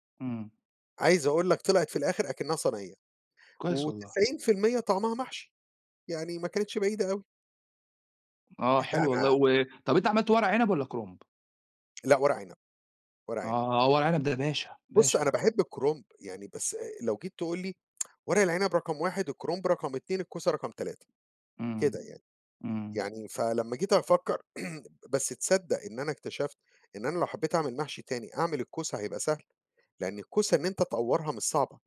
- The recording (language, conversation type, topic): Arabic, unstructured, إيه أكتر وجبة بتحبها وليه بتحبها؟
- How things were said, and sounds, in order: tapping; tsk; throat clearing